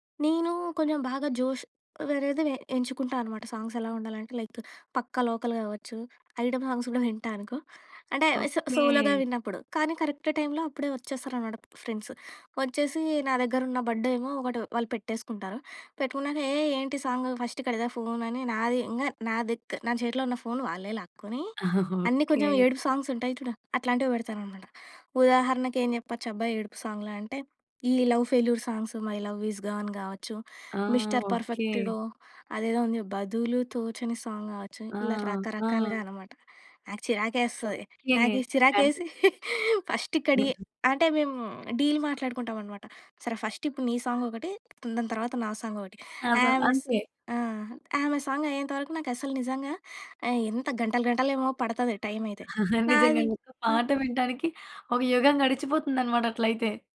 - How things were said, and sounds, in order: in English: "ఐటమ్ సాంగ్స్"; in English: "సో సోలోగా"; in English: "కరెక్ట్ టైమ్‌లో"; chuckle; in English: "సాంగ్‌లా"; in English: "లవ్ ఫెయిల్యూర్"; in English: "సాంగ్"; giggle; in English: "డీల్"; other background noise; tapping; chuckle
- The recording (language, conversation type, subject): Telugu, podcast, మీరు కలిసి పంచుకునే పాటల జాబితాను ఎలా తయారుచేస్తారు?